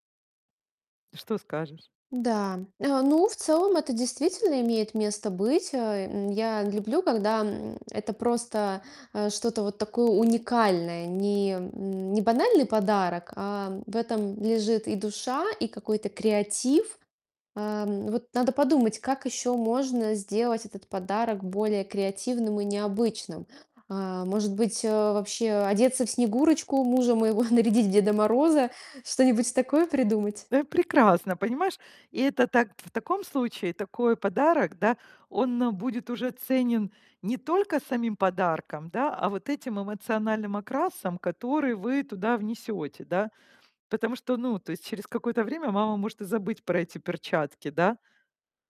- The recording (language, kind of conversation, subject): Russian, advice, Как выбрать идеальный подарок для близкого человека на любой случай?
- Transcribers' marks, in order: distorted speech; other background noise; laughing while speaking: "моего"